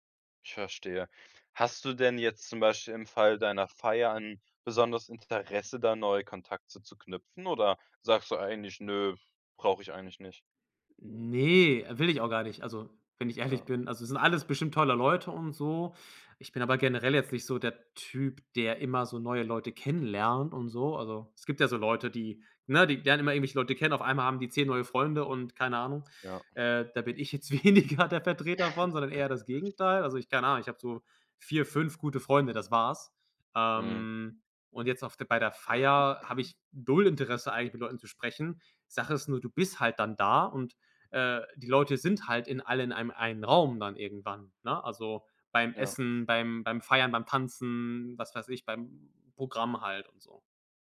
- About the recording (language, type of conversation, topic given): German, advice, Wie kann ich mich trotz Angst vor Bewertung und Ablehnung selbstsicherer fühlen?
- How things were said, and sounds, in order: snort; chuckle; laughing while speaking: "weniger"